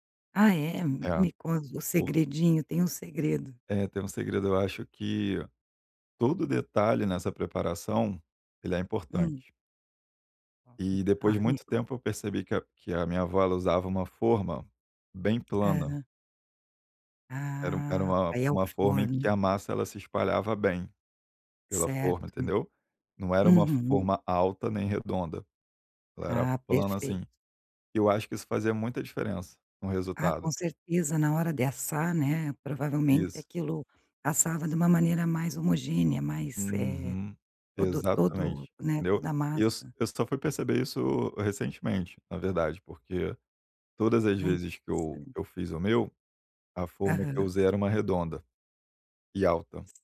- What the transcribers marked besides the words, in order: tapping
- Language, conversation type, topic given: Portuguese, podcast, Qual receita lembra as festas da sua família?